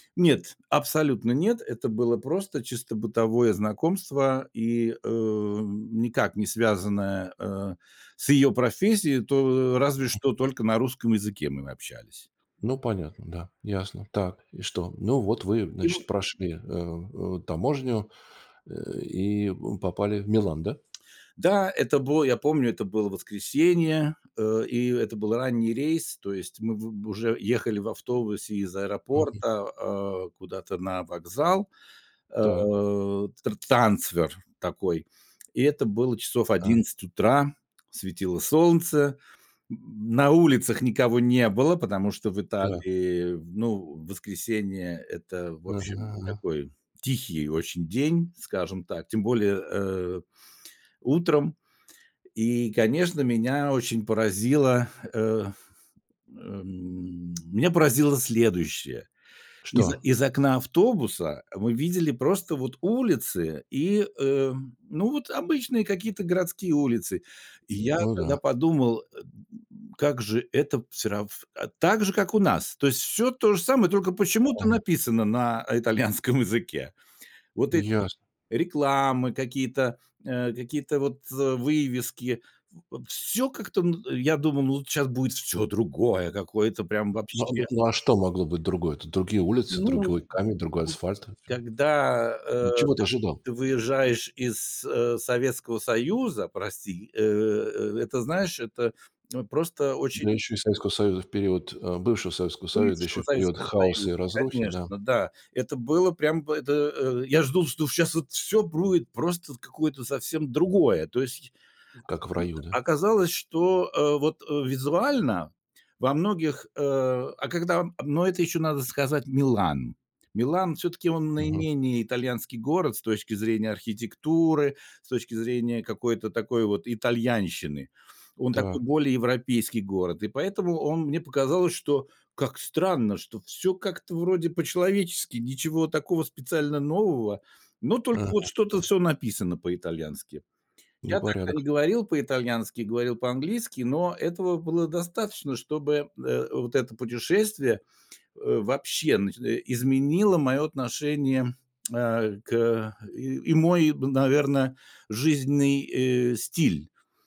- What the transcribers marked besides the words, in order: other background noise; laughing while speaking: "итальянском языке"; unintelligible speech
- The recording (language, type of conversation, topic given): Russian, podcast, О каком путешествии, которое по‑настоящему изменило тебя, ты мог(ла) бы рассказать?